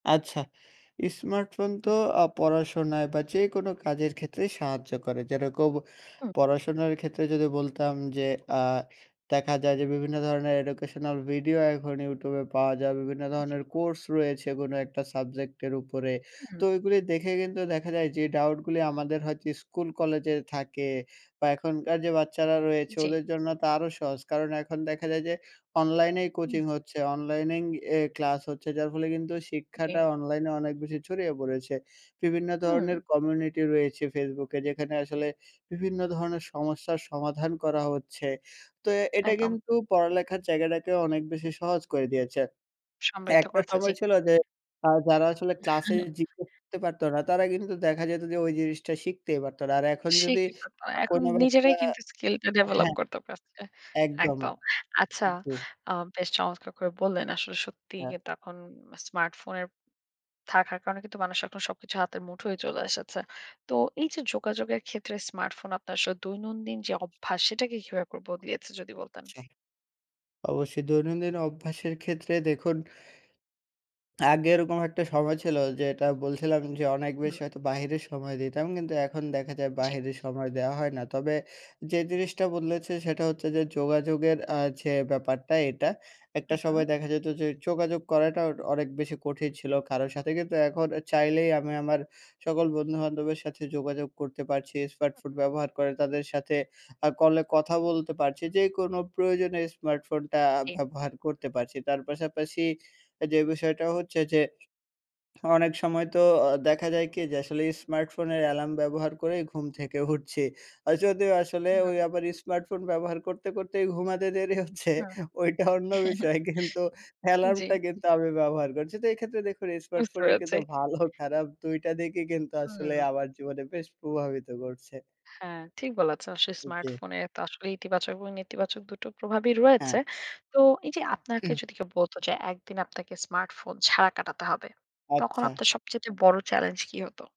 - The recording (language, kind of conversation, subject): Bengali, podcast, স্মার্টফোন আপনার দৈনন্দিন জীবনকে কীভাবে বদলে দিয়েছে?
- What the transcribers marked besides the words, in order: other background noise; tapping; laugh; "আপনাকে" said as "আপনারকে"